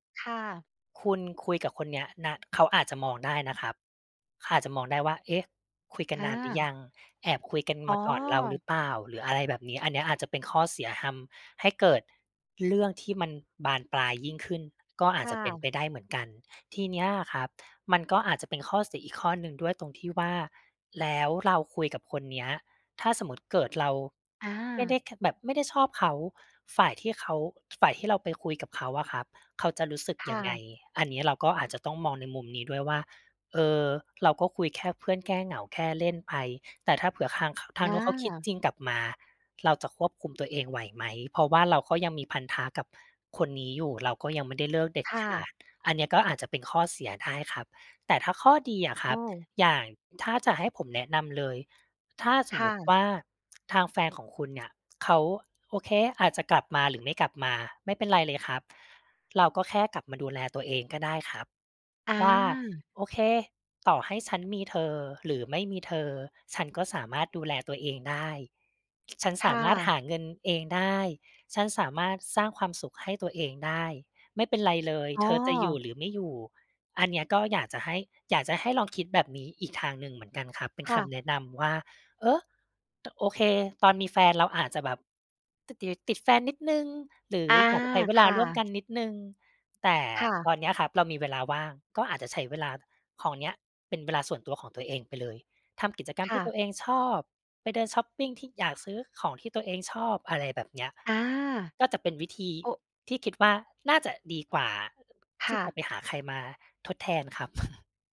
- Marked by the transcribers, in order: other noise; chuckle
- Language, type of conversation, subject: Thai, advice, จะรับมืออย่างไรเมื่อคู่ชีวิตขอพักความสัมพันธ์และคุณไม่รู้จะทำอย่างไร